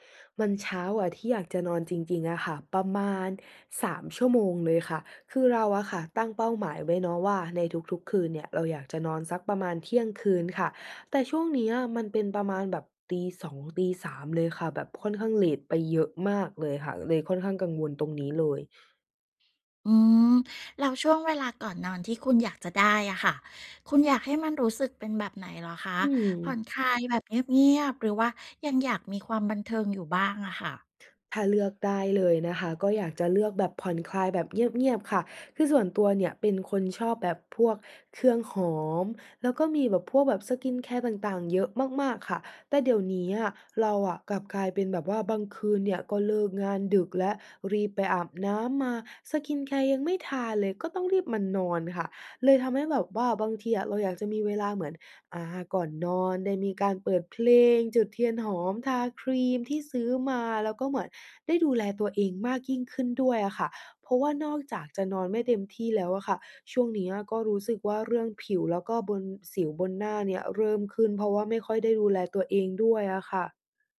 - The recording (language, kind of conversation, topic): Thai, advice, จะสร้างกิจวัตรก่อนนอนให้สม่ำเสมอทุกคืนเพื่อหลับดีขึ้นและตื่นตรงเวลาได้อย่างไร?
- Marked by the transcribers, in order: other background noise; in English: "สกินแคร์"; in English: "สกินแคร์"